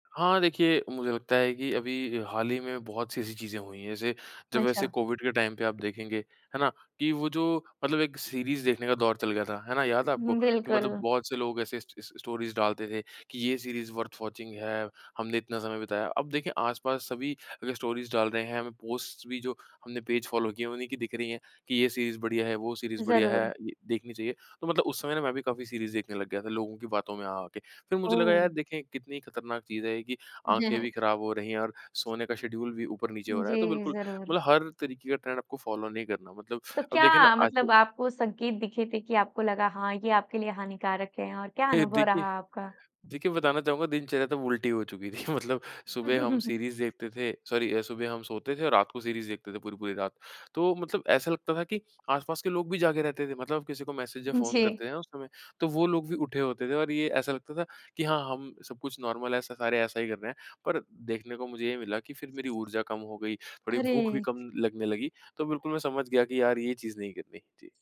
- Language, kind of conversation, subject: Hindi, podcast, किसी ट्रेंड को अपनाते समय आप अपनी असलियत कैसे बनाए रखते हैं?
- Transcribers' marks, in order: tapping; in English: "कोविड"; in English: "टाइम"; in English: "स स स्टोरीज़"; in English: "वर्थ वाचिंग"; in English: "स्टोरीज़"; in English: "पोस्ट्स"; chuckle; in English: "शेड्यूल"; in English: "ट्रेंड"; in English: "फ़ॉलो"; chuckle; laughing while speaking: "मतलब"; chuckle; in English: "सॉरी"; in English: "मैसेज़"; in English: "नॉर्मल"